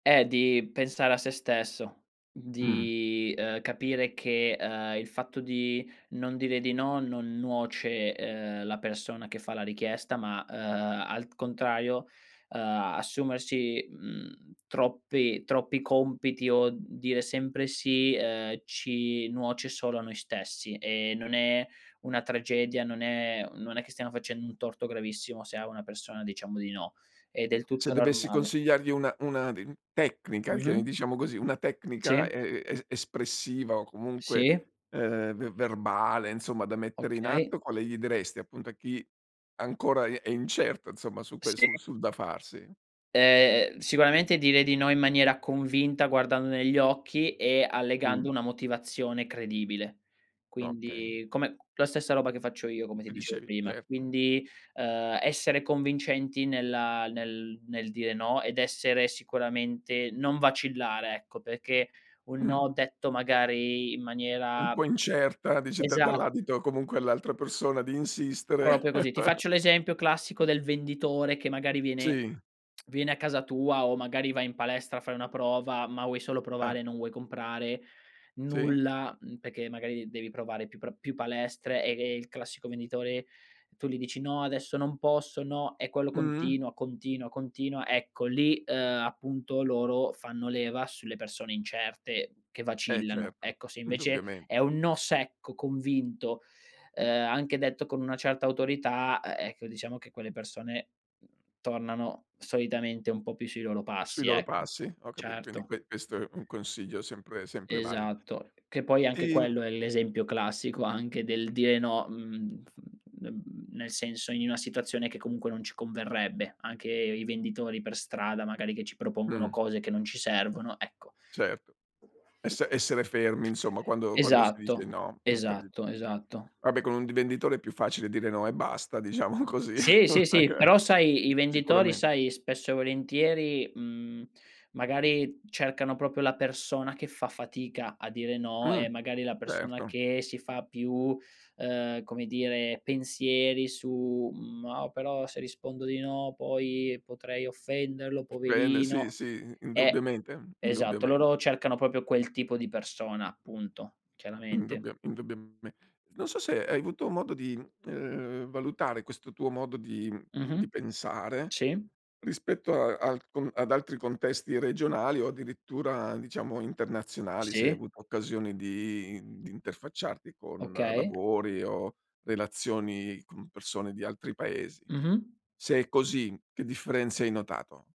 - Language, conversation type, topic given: Italian, podcast, Hai una strategia per dire no senza sensi di colpa?
- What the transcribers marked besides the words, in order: other background noise; "perché" said as "pecché"; tapping; "Proprio" said as "propio"; chuckle; tongue click; "perché" said as "pecché"; stressed: "no secco"; "rivenditore" said as "divenditore"; laughing while speaking: "diciamo così"; chuckle; "proprio" said as "propio"; "proprio" said as "propio"